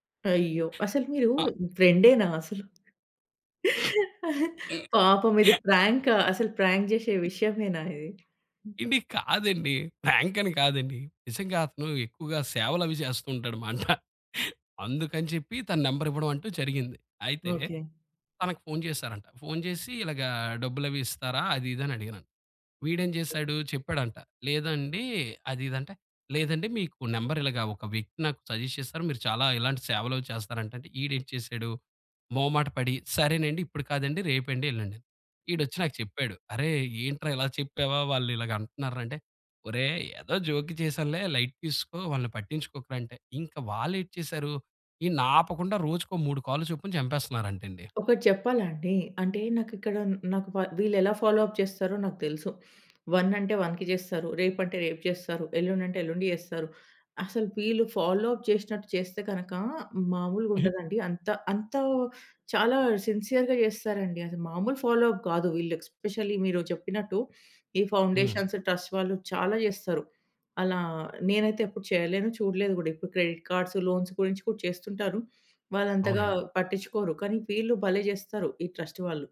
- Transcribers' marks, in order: chuckle; other background noise; in English: "ప్రాంక్"; in English: "ప్రాంకని"; laughing while speaking: "మాట"; in English: "సజెస్ట్"; in English: "జోక్‌గా"; in English: "లైట్"; tapping; in English: "ఫాలో అప్"; in English: "వన్"; in English: "వన్‌కి"; in English: "ఫాలో అప్"; giggle; in English: "సిన్సెయర్‌గా"; in English: "ఫాలో అప్"; in English: "ఎస్పెషల్లీ"; in English: "ఫౌండేషన్స్, ట్రస్ట్"; in English: "క్రెడిట్ కార్డ్స్, లోన్స్"; in English: "ట్రస్ట్"
- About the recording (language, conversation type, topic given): Telugu, podcast, ఫేక్ న్యూస్‌ను మీరు ఎలా గుర్తించి, ఎలా స్పందిస్తారు?